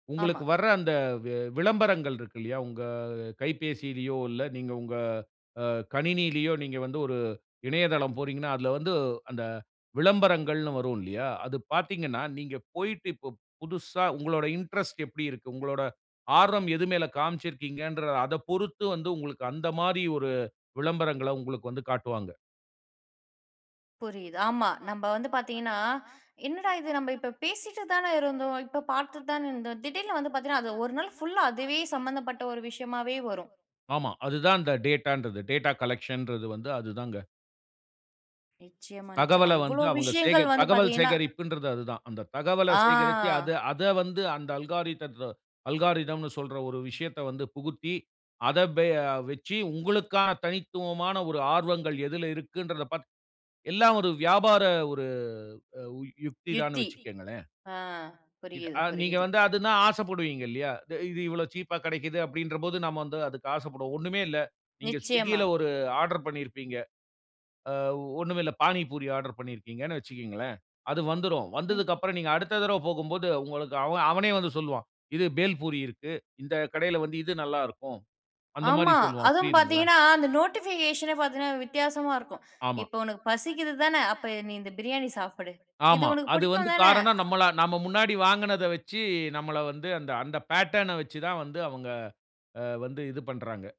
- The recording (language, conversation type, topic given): Tamil, podcast, AI உதவியாளரை தினசரி செயல்திறன் மேம்பாட்டிற்காக எப்படிப் பயன்படுத்தலாம்?
- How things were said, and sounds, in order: other background noise; in English: "இன்ட்ரெஸ்ட்"; inhale; in English: "டேட்டா"; in English: "டேட்டா கலெக்ஷன்"; drawn out: "ஆ"; in English: "அல்கோரித்ம் அல்காரிதம்"; in English: "ஆர்டர்"; in English: "ஆர்டர்"; in English: "நோட்டிபிகேஷன்னே"; inhale; in English: "பேட்டர்ன"